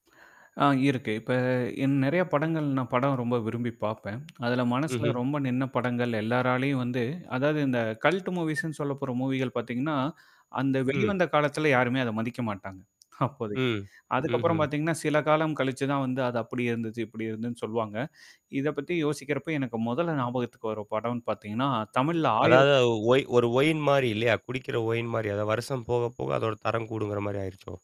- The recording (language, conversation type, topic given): Tamil, podcast, ஏன் சில திரைப்படங்கள் காலப்போக்கில் ரசிகர் வழிபாட்டுப் படங்களாக மாறுகின்றன?
- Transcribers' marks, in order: static; lip smack; other background noise; in English: "கல்ட் மூவிஸ்ன்னு"; mechanical hum; tapping; lip trill